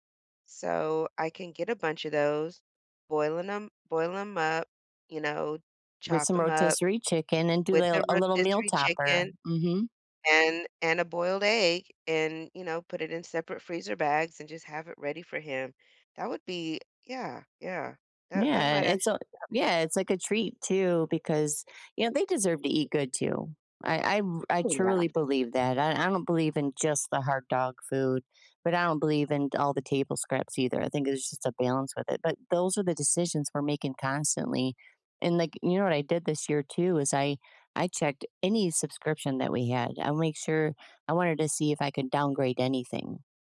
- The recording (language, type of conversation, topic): English, unstructured, How can I notice how money quietly influences my daily choices?
- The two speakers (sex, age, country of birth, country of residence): female, 50-54, United States, United States; female, 50-54, United States, United States
- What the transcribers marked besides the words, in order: other background noise; unintelligible speech